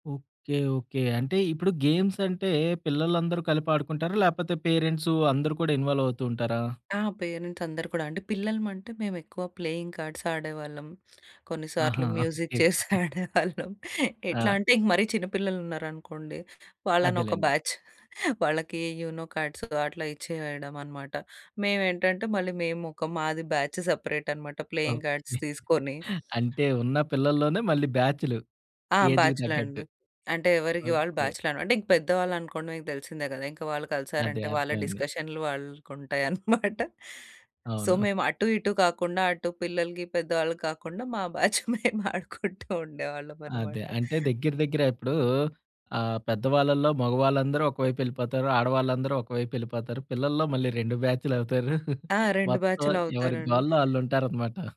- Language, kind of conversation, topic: Telugu, podcast, పండుగల కోసం పెద్దగా వంట చేస్తే ఇంట్లో పనులను ఎలా పంచుకుంటారు?
- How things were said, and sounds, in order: in English: "ఇన్వాల్వ్"; in English: "ప్లేయింగ్ కార్డ్స్"; in English: "మ్యూజిక్ చైర్స్"; laughing while speaking: "ఆడేవాళ్ళం"; in English: "బ్యాచ్"; in English: "యూనో కార్డ్స్"; in English: "బ్యాచ్"; in English: "ప్లేయింగ్ కార్డ్స్"; chuckle; tapping; in English: "బ్యాచ్‌లే"; in English: "ఏజ్‌కి"; in English: "బ్యాచ్‌లే"; chuckle; in English: "సో"; in English: "బ్యాచ్"; laughing while speaking: "మేము ఆడుకుంటూ ఉండేవాళ్ళమన్నమాట"; chuckle